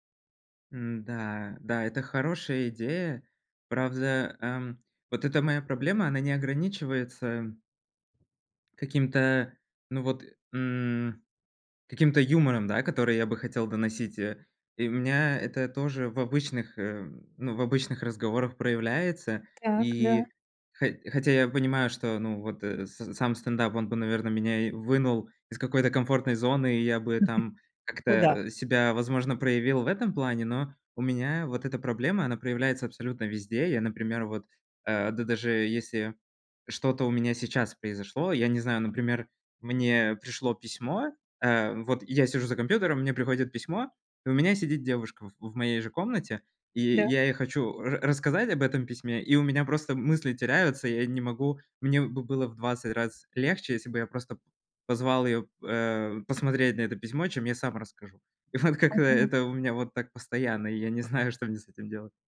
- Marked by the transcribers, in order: chuckle; tapping
- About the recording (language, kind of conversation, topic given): Russian, advice, Как мне ясно и кратко объяснять сложные идеи в группе?